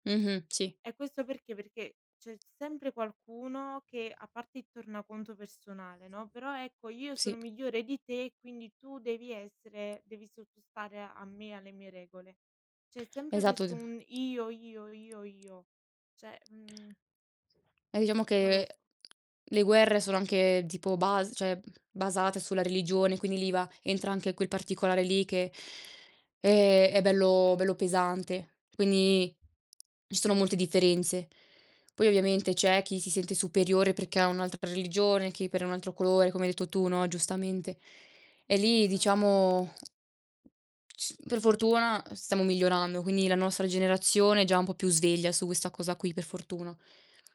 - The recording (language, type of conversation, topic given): Italian, unstructured, Qual è l’impatto del razzismo nella vita quotidiana?
- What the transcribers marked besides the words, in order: tapping; other background noise; "cioè" said as "ceh"; drawn out: "Quindi"